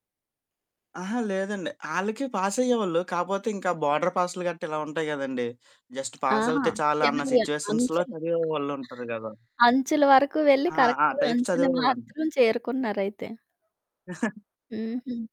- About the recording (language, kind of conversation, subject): Telugu, podcast, విఫలమైన తర్వాత మళ్లీ ప్రేరణ పొందడానికి మీరు ఏ సూచనలు ఇస్తారు?
- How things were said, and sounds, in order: in English: "బోర్డర్"; in English: "జస్ట్ పాస్"; other background noise; in English: "సిట్యుయేషన్స్‌లో"; in English: "కరెక్ట్‌గా"; in English: "టైప్స్"; giggle